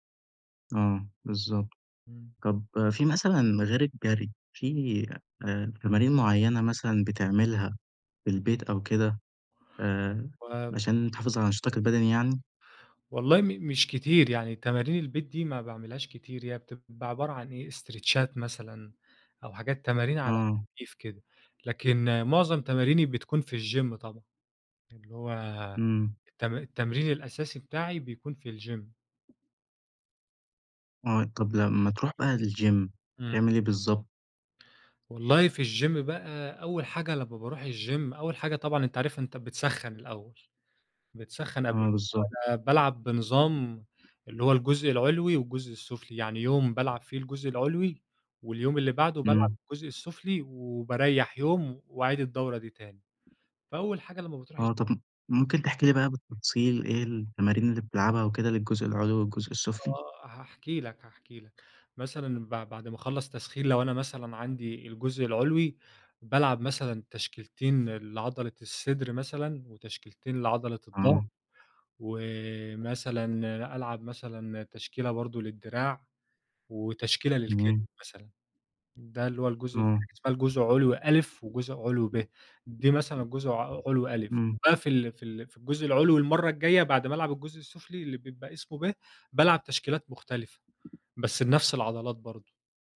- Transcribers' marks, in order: in English: "استريتشات"; in English: "الGym"; in English: "الGym"; tapping; in English: "الgym"; in English: "الgym"; in English: "الgym"; unintelligible speech; other background noise; in English: "الgym"; unintelligible speech
- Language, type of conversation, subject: Arabic, podcast, إزاي تحافظ على نشاطك البدني من غير ما تروح الجيم؟
- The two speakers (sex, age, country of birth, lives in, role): male, 20-24, Egypt, Egypt, host; male, 25-29, Egypt, Egypt, guest